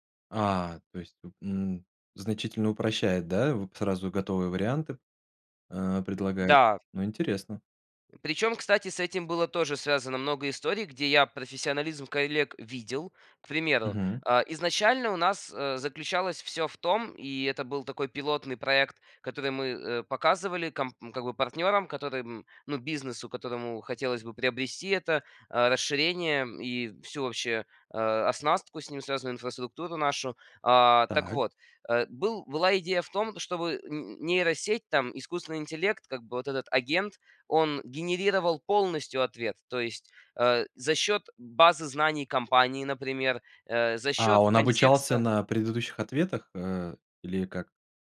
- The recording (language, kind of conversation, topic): Russian, podcast, Как вы выстраиваете доверие в команде?
- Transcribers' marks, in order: none